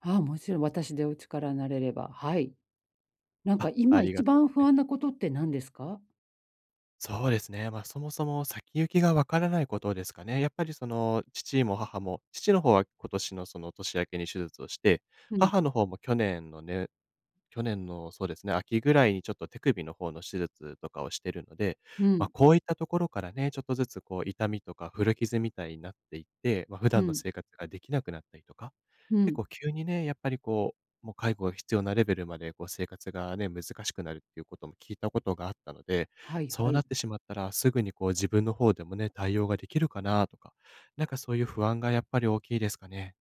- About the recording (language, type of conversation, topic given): Japanese, advice, 親が高齢になったとき、私の役割はどのように変わりますか？
- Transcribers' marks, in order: unintelligible speech